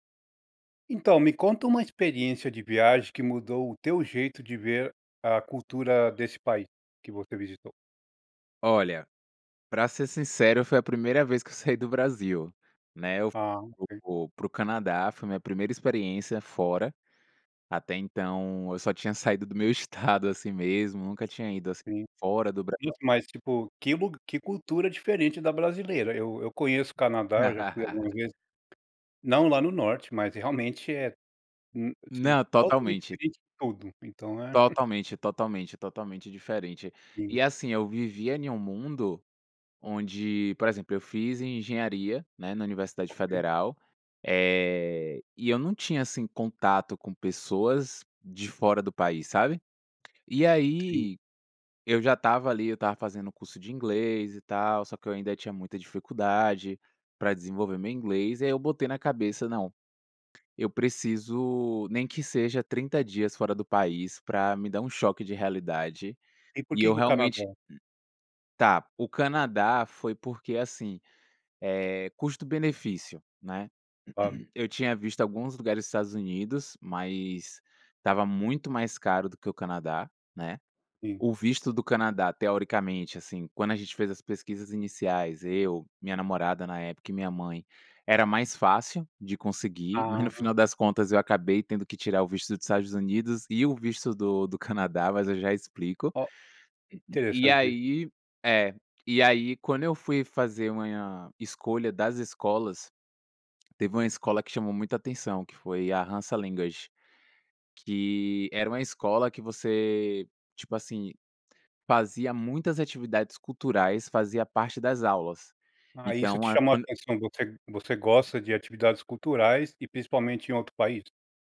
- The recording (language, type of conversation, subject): Portuguese, podcast, Como uma experiência de viagem mudou a sua forma de ver outra cultura?
- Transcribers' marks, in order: laughing while speaking: "saí"; laughing while speaking: "do meu estado"; tapping; laugh; other background noise; throat clearing